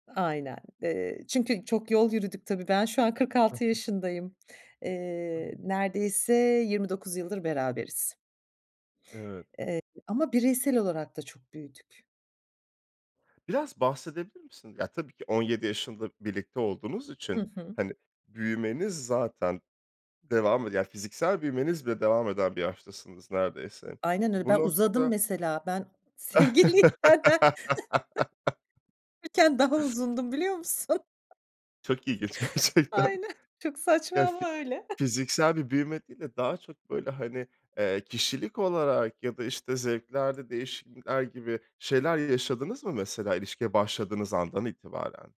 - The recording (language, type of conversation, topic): Turkish, podcast, İlişkide hem bireysel hem de ortak gelişimi nasıl desteklersiniz?
- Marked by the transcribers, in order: other noise; laughing while speaking: "sevgiliyken daha uzundum biliyor musun?"; unintelligible speech; chuckle; laughing while speaking: "gerçekten"; laughing while speaking: "Aynen, çok saçma ama öyle"